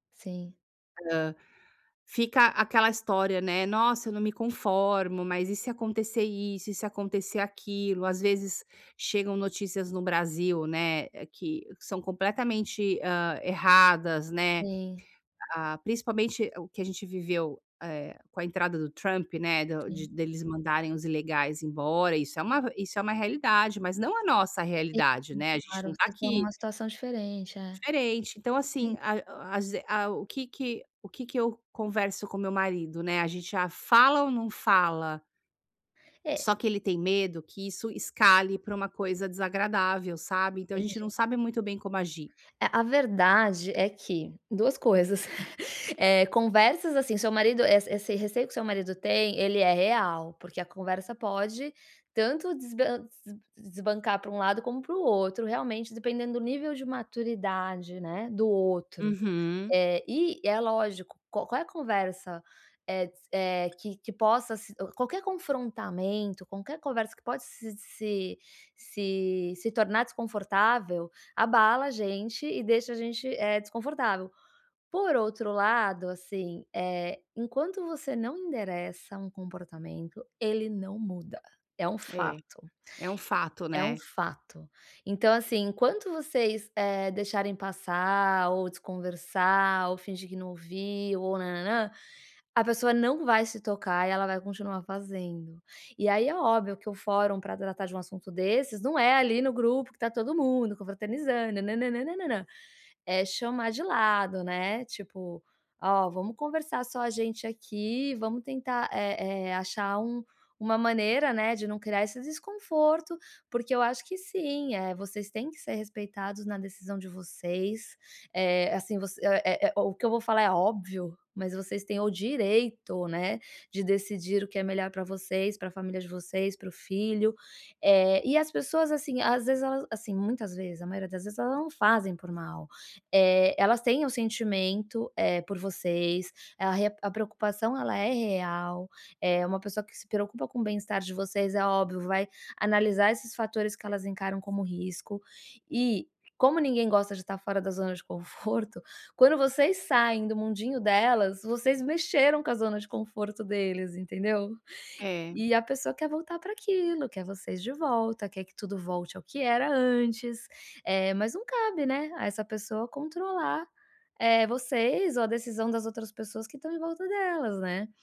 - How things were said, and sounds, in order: other background noise; background speech; chuckle; tongue click; chuckle
- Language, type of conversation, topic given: Portuguese, advice, Como posso estabelecer limites com amigos sem magoá-los?